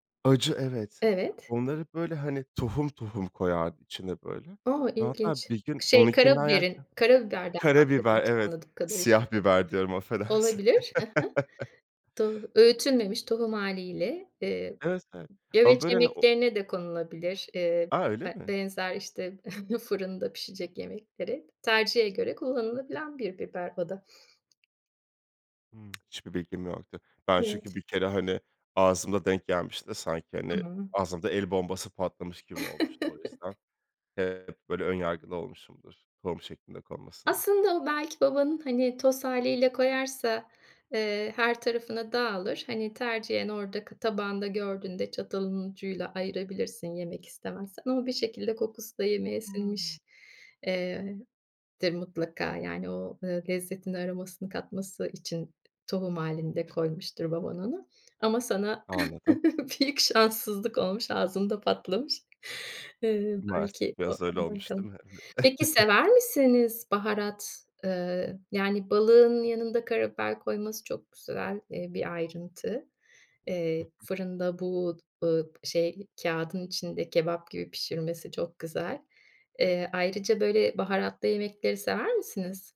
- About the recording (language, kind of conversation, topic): Turkish, podcast, Çocukluğundan aklına ilk gelen yemek hangisi, anlatır mısın?
- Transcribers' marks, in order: other background noise; chuckle; giggle; tapping; chuckle; chuckle; laughing while speaking: "büyük şanssızlık"; unintelligible speech; giggle